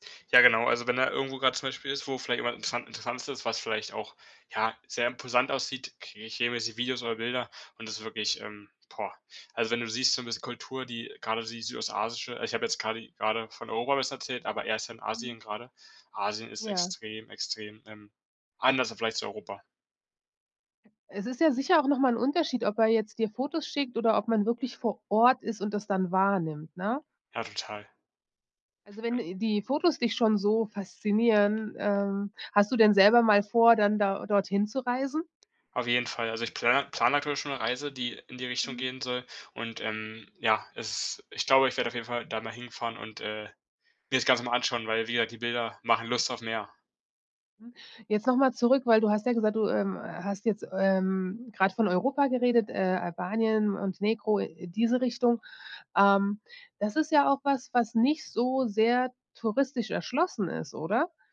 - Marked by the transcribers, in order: none
- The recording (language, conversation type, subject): German, podcast, Wer hat dir einen Ort gezeigt, den sonst niemand kennt?